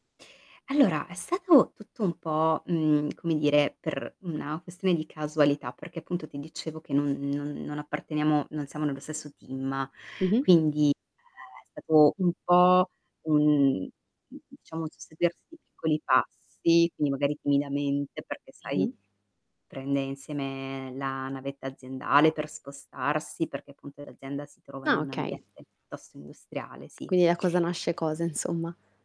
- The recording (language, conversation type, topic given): Italian, podcast, Quali abitudini sociali ti aiutano a stare meglio?
- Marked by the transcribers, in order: static; distorted speech; tapping; mechanical hum